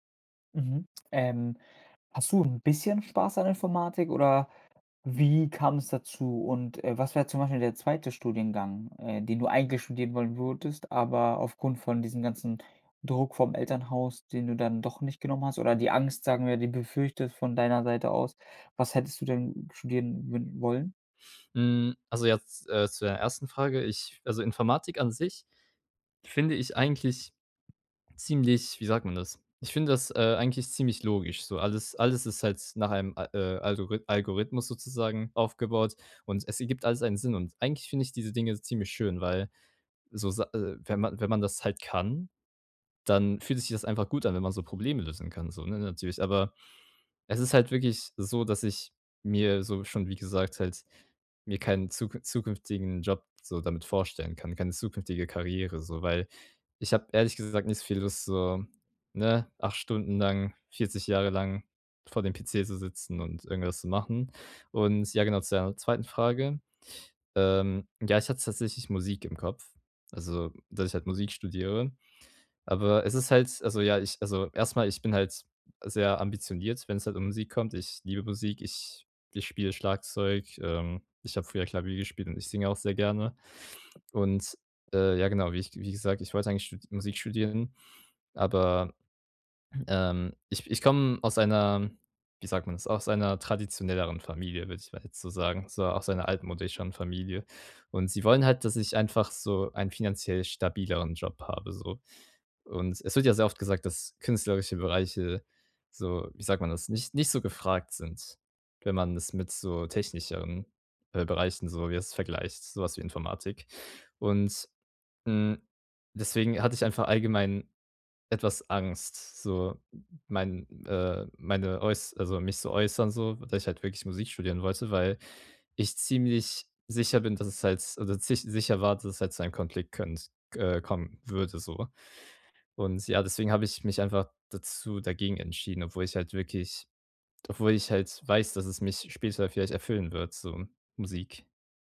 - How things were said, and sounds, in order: other background noise; throat clearing
- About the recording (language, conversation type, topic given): German, advice, Wie überwinde ich Zweifel und bleibe nach einer Entscheidung dabei?